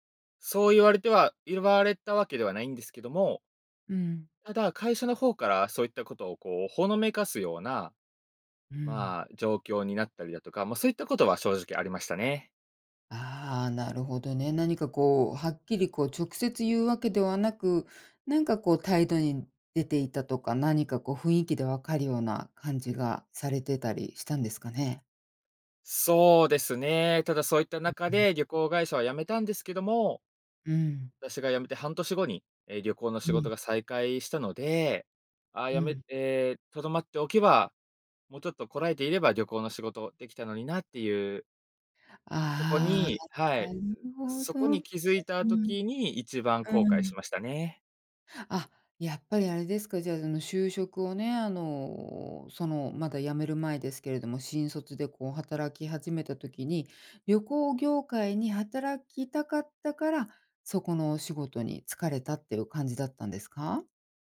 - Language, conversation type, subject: Japanese, podcast, 失敗からどう立ち直りましたか？
- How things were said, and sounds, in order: put-on voice: "ああ、辞め え、とどまっておけば"